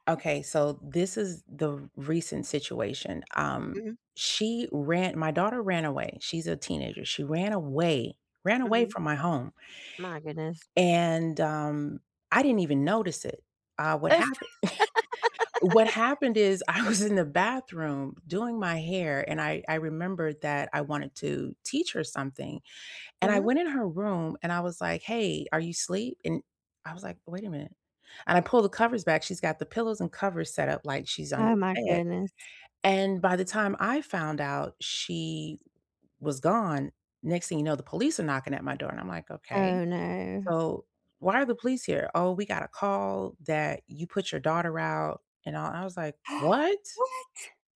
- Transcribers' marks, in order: tapping; chuckle; laughing while speaking: "I was"; laugh; gasp; surprised: "What?"
- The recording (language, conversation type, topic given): English, unstructured, How can I rebuild trust after a disagreement?
- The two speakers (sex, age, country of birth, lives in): female, 45-49, United States, United States; female, 50-54, United States, United States